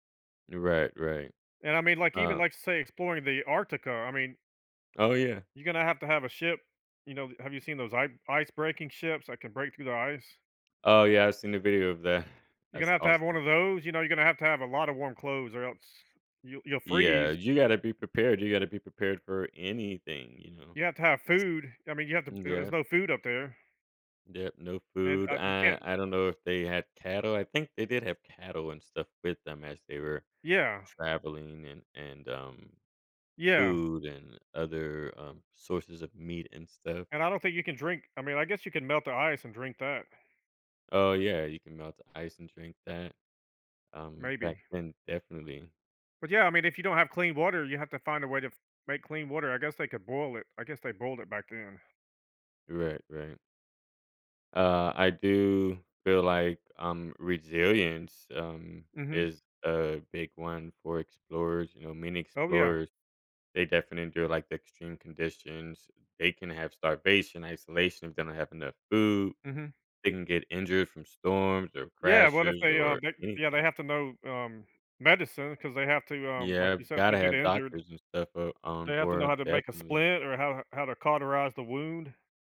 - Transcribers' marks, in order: tapping; other background noise
- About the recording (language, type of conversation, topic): English, unstructured, What can explorers' perseverance teach us?